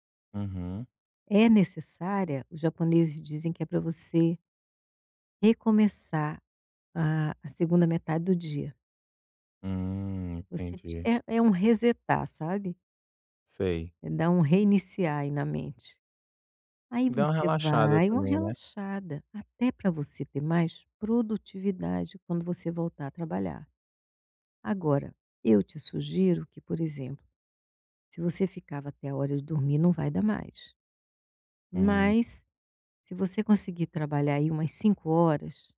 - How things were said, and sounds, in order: none
- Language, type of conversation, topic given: Portuguese, advice, Como posso equilibrar pausas e produtividade no dia a dia?